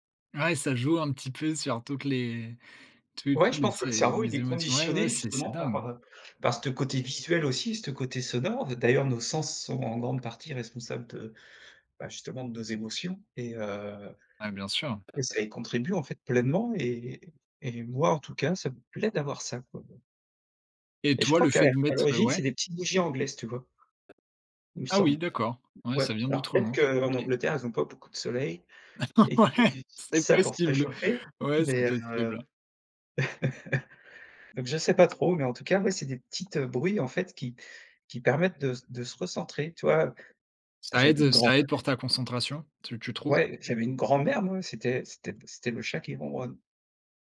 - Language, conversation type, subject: French, podcast, Quel bruit naturel t’apaise instantanément ?
- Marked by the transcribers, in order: tapping; other background noise; laughing while speaking: "D'accord, ouais, c'est possible"; laugh